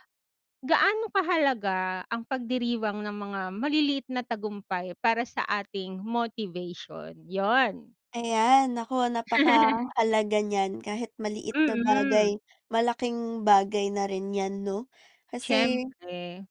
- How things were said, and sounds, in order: in English: "motivation?"; tapping; laugh
- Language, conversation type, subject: Filipino, unstructured, Paano mo ipinagdiriwang ang iyong mga tagumpay, maliit man o malaki?